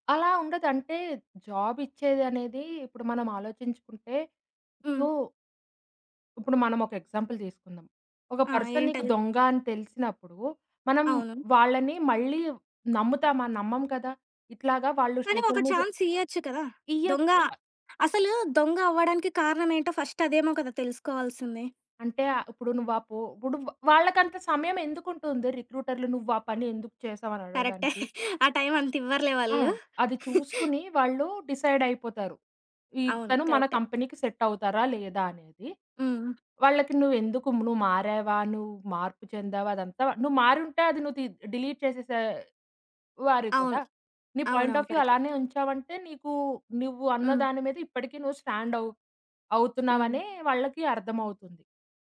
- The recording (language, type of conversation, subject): Telugu, podcast, రిక్రూటర్లు ఉద్యోగాల కోసం అభ్యర్థుల సామాజిక మాధ్యమ ప్రొఫైల్‌లను పరిశీలిస్తారనే భావనపై మీ అభిప్రాయం ఏమిటి?
- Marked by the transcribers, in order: in English: "ఎగ్జాంపుల్"; in English: "పర్సన్"; in English: "ఛాన్స్"; in English: "సోషల్ మీడియా"; tapping; other background noise; in English: "ఫస్ట్"; laughing while speaking: "కరెక్టే. ఆ టైం అంతివ్వరులే వాళ్ళు"; in English: "కంపెనీకి"; in English: "డిలీట్"; in English: "పాయింట్ ఆఫ్ వ్యూ"